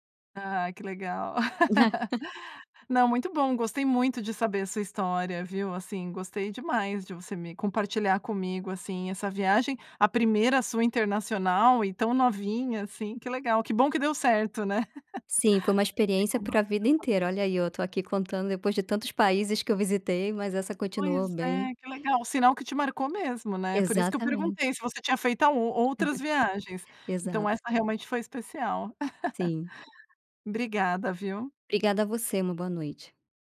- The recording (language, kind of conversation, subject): Portuguese, podcast, Você pode contar sobre um destino onde sentiu hospitalidade genuína?
- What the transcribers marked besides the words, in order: laugh; laugh; unintelligible speech; giggle; giggle